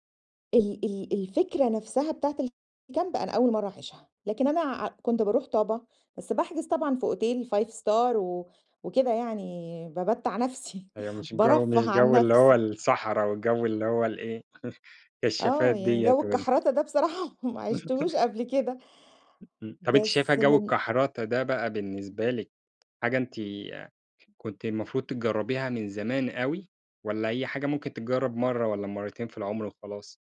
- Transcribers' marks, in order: in English: "الكامب"; in English: "أوتيل 5-star"; laugh; tapping; chuckle; other background noise
- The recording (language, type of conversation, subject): Arabic, podcast, إيه هو المكان اللي حسّيت فيه براحة نفسية بسبب الطبيعة؟